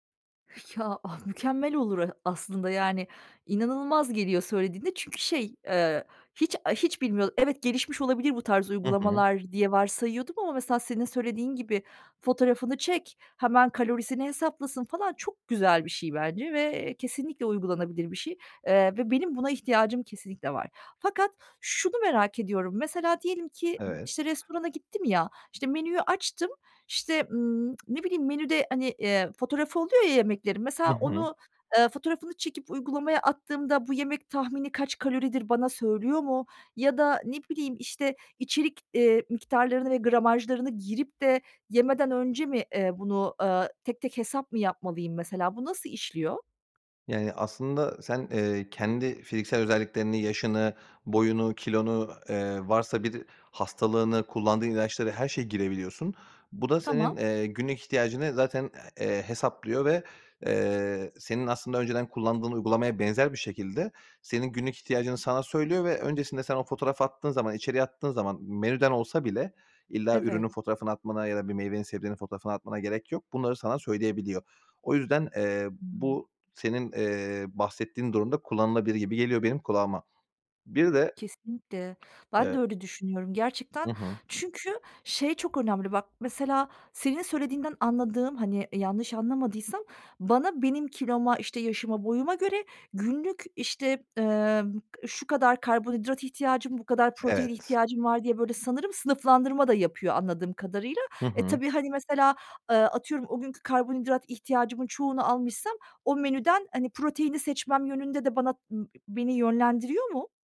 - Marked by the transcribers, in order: other noise; other background noise; tsk; tapping
- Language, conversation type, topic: Turkish, advice, Arkadaşlarla dışarıda yemek yerken porsiyon kontrolünü nasıl sağlayabilirim?
- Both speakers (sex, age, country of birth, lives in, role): female, 40-44, Turkey, Germany, user; male, 30-34, Turkey, Bulgaria, advisor